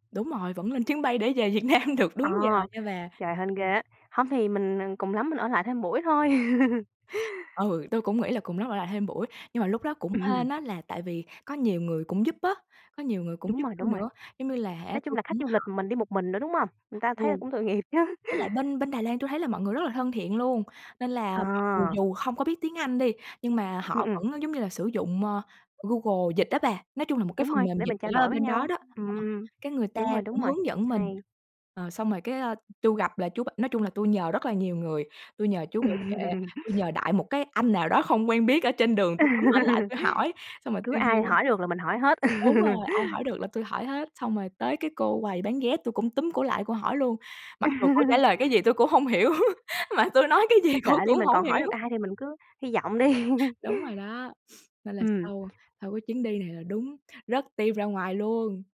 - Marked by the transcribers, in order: laughing while speaking: "Nam"; tapping; laugh; laughing while speaking: "nghiệp chứ"; other background noise; laugh; laugh; laugh; laugh; laughing while speaking: "hiểu, mà tui nói cái gì cổ cũng hổng hiểu"; laugh; sniff
- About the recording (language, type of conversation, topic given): Vietnamese, podcast, Bạn có thể kể về một lần bạn bị lạc nhưng cuối cùng lại vui đến rơi nước mắt không?